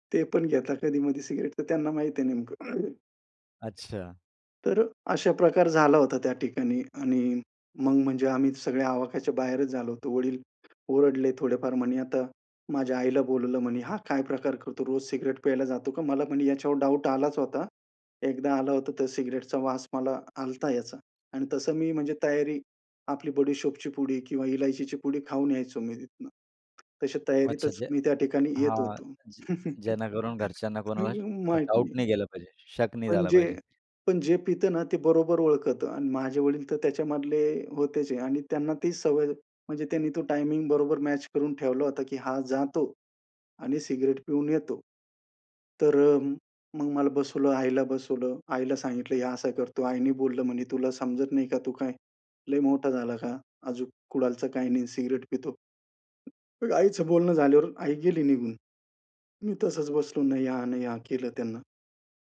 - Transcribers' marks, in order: throat clearing; tapping; other background noise; laugh; laughing while speaking: "माहीत नाही"
- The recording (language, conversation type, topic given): Marathi, podcast, कोणती सवय बदलल्यामुळे तुमचं आयुष्य अधिक चांगलं झालं?